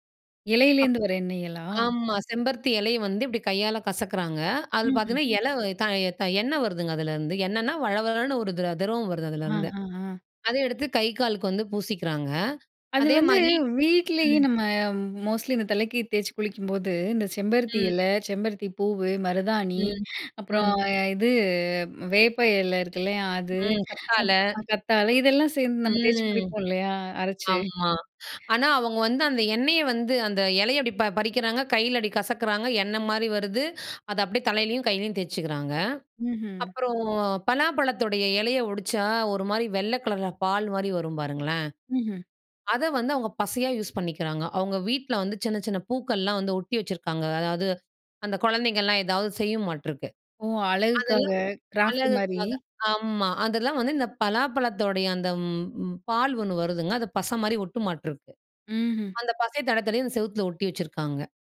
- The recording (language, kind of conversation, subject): Tamil, podcast, உங்கள் கற்றல் பயணத்தை ஒரு மகிழ்ச்சி கதையாக சுருக்கமாகச் சொல்ல முடியுமா?
- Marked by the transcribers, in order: tapping; other background noise; in English: "மோஸ்ட்லி"; inhale; inhale; unintelligible speech; inhale; in English: "கிராஃப்ட்"